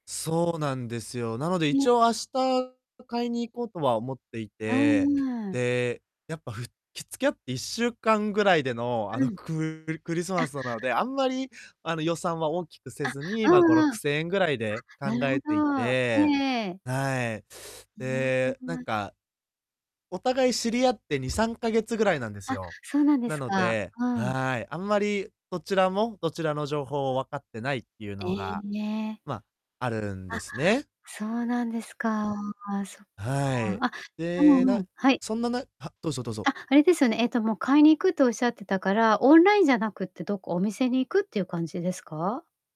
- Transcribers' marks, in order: distorted speech; tapping
- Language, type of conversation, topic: Japanese, advice, 予算内で相手に喜ばれる贈り物はどう選べばいいですか？